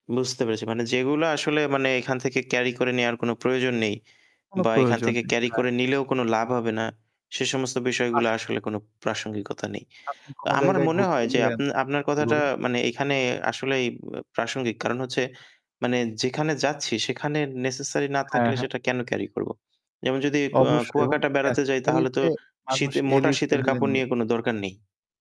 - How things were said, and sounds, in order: static; other background noise
- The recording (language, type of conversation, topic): Bengali, unstructured, একটি নতুন শহর ঘুরে দেখার সময় আপনি কীভাবে পরিকল্পনা করেন?